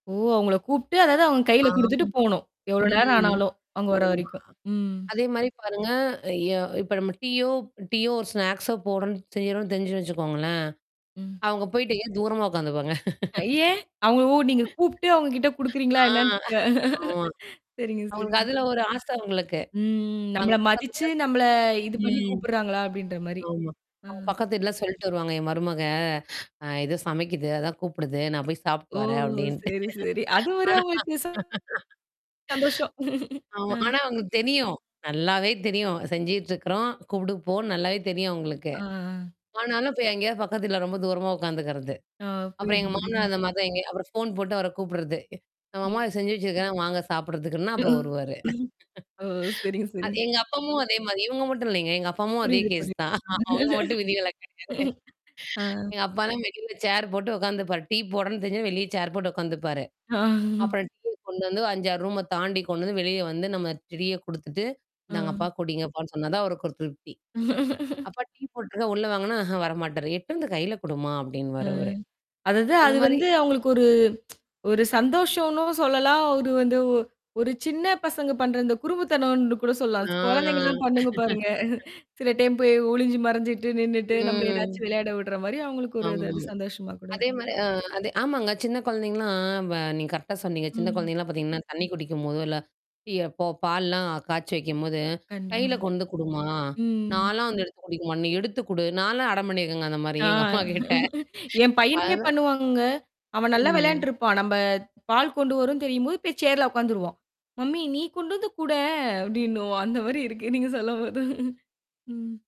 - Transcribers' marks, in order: distorted speech; unintelligible speech; other background noise; static; laugh; unintelligible speech; laughing while speaking: "இல்லையான்னு"; tapping; laughing while speaking: "அப்பிடின்ட்டு ஆனா"; laugh; dog barking; unintelligible speech; laugh; laughing while speaking: "வருவாரு"; laugh; in English: "கேஸ்"; laughing while speaking: "அவுங்க மட்டும் விதிவிலக்கு கிடையாது"; laugh; laugh; laughing while speaking: "ஆ"; other noise; laugh; tsk; drawn out: "ஆ"; laugh; laugh; laughing while speaking: "அந்தமாரி எங்க அம்மாகிட்ட. இப்ப அதான்"; laughing while speaking: "அப்பிடின்னுவான் அந்தமாரி இருக்கு. நீங்க சொல்லும்போது"
- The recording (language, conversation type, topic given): Tamil, podcast, வயதான பெற்றோர்களின் பராமரிப்பு குறித்த எதிர்பார்ப்புகளை நீங்கள் எப்படிக் கையாள்வீர்கள்?